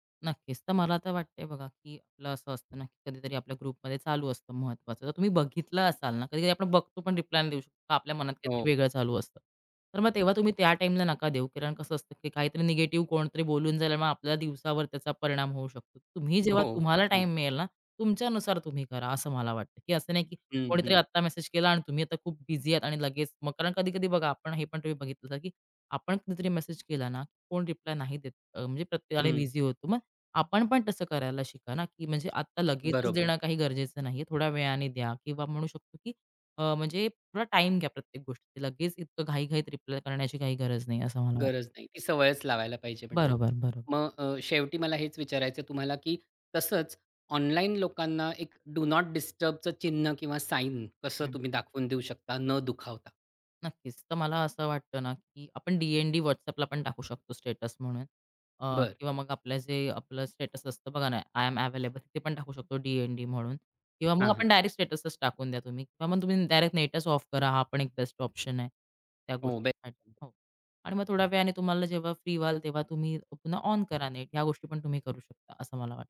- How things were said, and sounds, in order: other background noise; in English: "ग्रुपमध्ये"; laughing while speaking: "हो"; tapping; in English: "डु नॉट डिस्टर्बच"; in English: "स्टेटस"; in English: "स्टेटस"; in English: "आय एम अवेलेबल"; in English: "स्टेटसच"; in English: "बेस्ट ऑप्शन"; unintelligible speech
- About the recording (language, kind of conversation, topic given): Marathi, podcast, ऑनलाइन आणि प्रत्यक्ष आयुष्यातील सीमारेषा ठरवाव्यात का, आणि त्या का व कशा ठरवाव्यात?